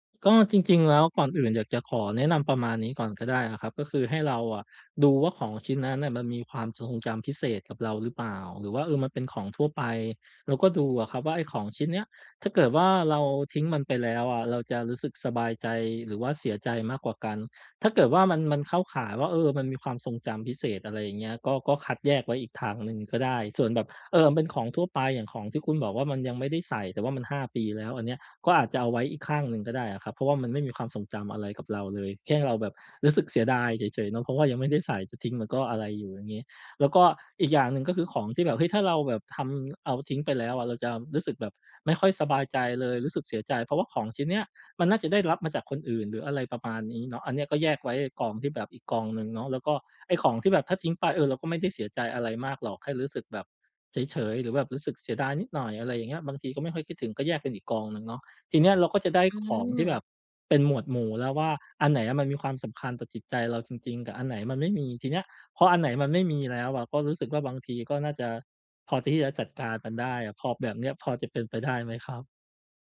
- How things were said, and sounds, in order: none
- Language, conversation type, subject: Thai, advice, ควรตัดสินใจอย่างไรว่าอะไรควรเก็บไว้หรือทิ้งเมื่อเป็นของที่ไม่ค่อยได้ใช้?